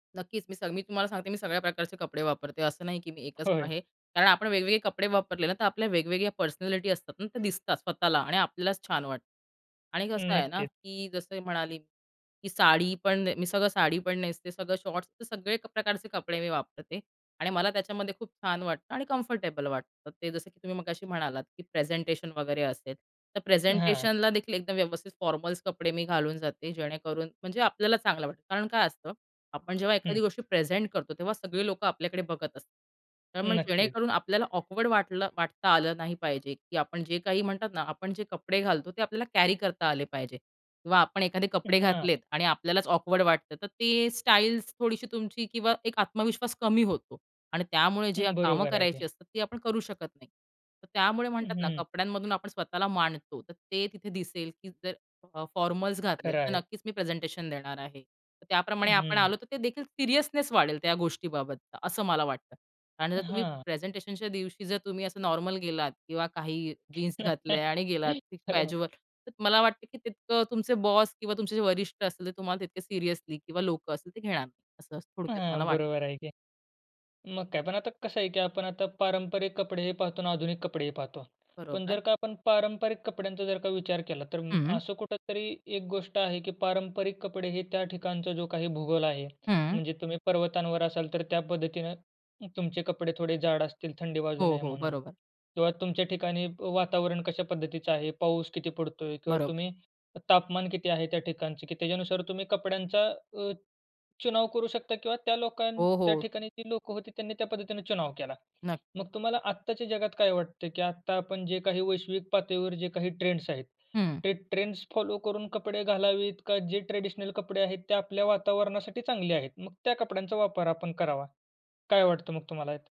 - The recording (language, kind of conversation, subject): Marathi, podcast, कपड्यांमधून तू स्वतःला कसं मांडतोस?
- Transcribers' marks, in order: tapping; in English: "पर्सनॅलिटी"; in English: "शॉर्ट्स"; in English: "कम्फर्टेबल"; in English: "फॉर्मल्स"; in English: "कॅरी"; in English: "फॉर्मल्स"; in English: "सीरियसनेस"; in English: "नॉर्मल"; other background noise; chuckle; in English: "कॅज्युअल"; in English: "सीरियसली"; in English: "फॉलो"; in English: "ट्रेडिशनल"